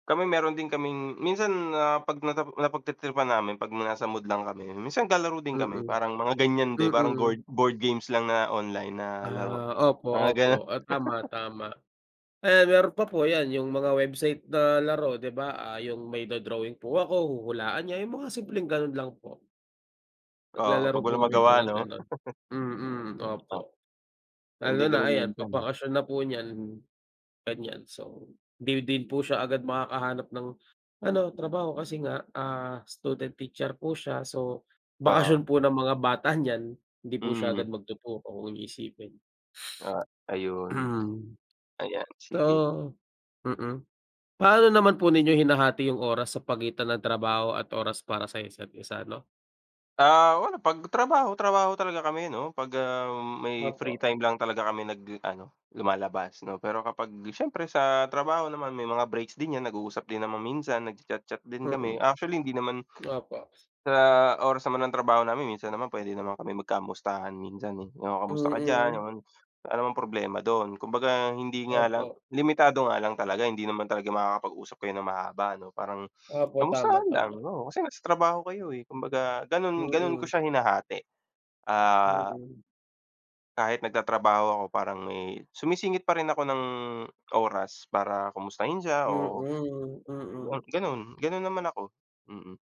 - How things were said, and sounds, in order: laugh; other background noise; laugh
- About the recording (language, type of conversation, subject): Filipino, unstructured, Paano ninyo pinahahalagahan ang oras na magkasama sa inyong relasyon?